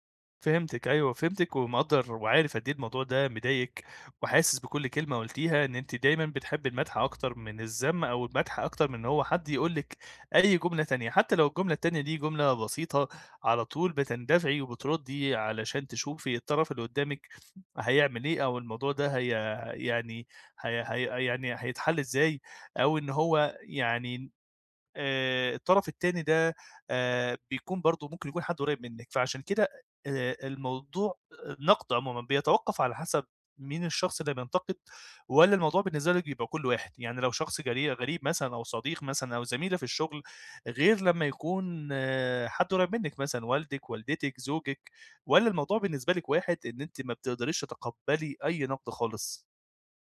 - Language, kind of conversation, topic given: Arabic, advice, إزاي أستقبل النقد من غير ما أبقى دفاعي وأبوّظ علاقتي بالناس؟
- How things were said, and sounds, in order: none